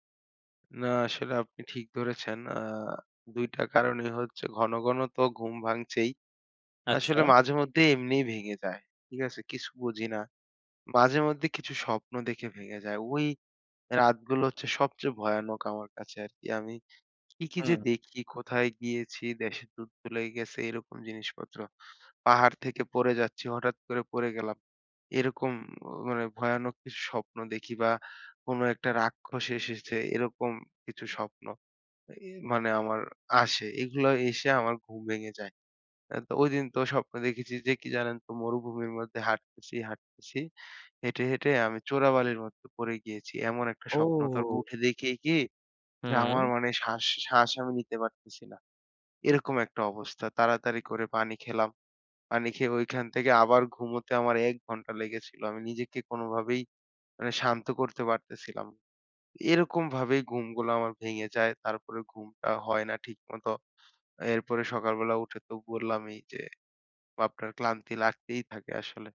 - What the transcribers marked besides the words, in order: none
- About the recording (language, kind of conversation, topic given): Bengali, advice, বারবার ভীতিকর স্বপ্ন দেখে শান্তিতে ঘুমাতে না পারলে কী করা উচিত?